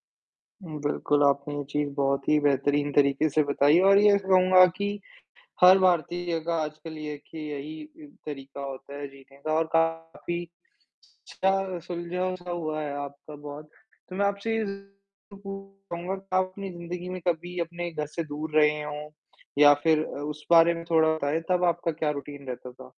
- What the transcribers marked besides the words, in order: static; distorted speech; in English: "रूटीन"
- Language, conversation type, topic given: Hindi, podcast, आप अपने दिन की योजना कैसे बनाते हैं?